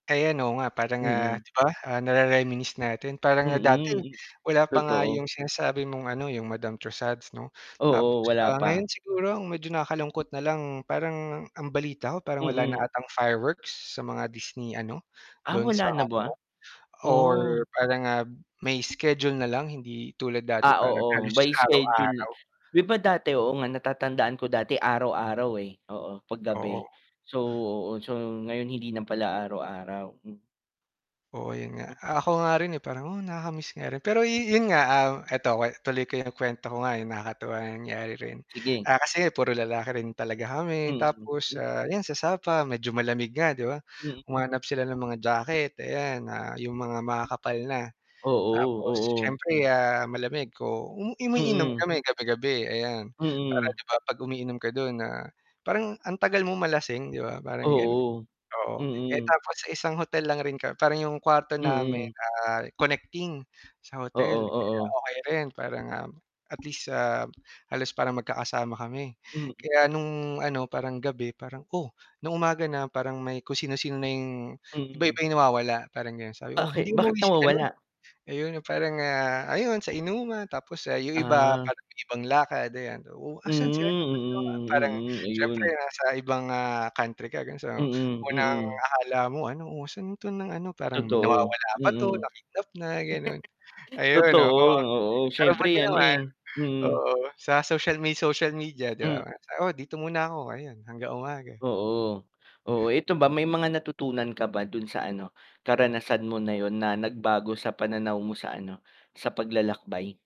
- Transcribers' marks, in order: tapping; other background noise; distorted speech; static; chuckle
- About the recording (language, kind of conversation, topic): Filipino, unstructured, Ano ang pinaka-nakakatuwang pangyayari sa isa mong biyahe?